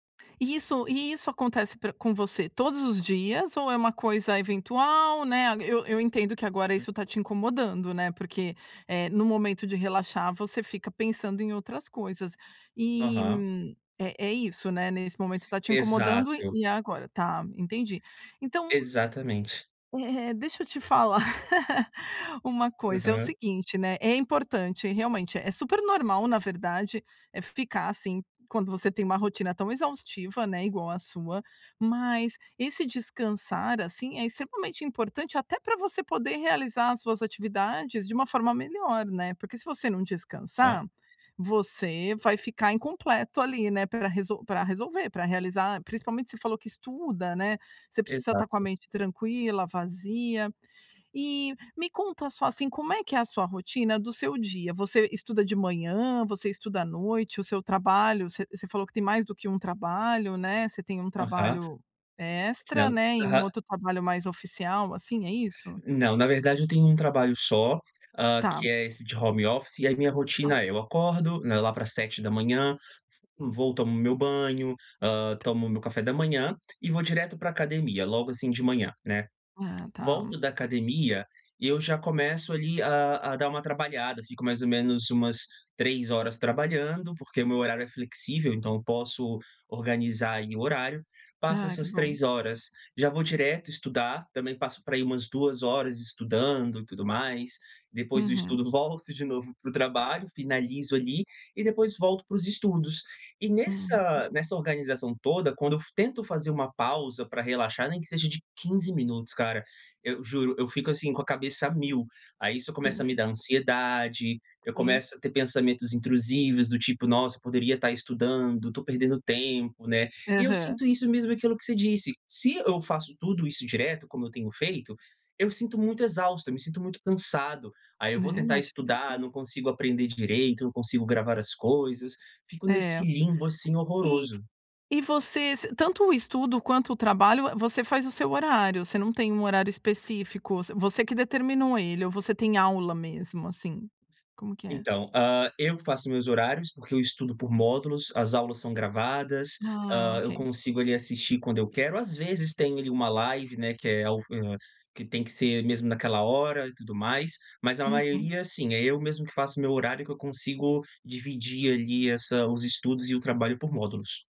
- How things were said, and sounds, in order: giggle; unintelligible speech
- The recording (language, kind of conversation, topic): Portuguese, advice, Por que não consigo relaxar no meu tempo livre, mesmo quando tento?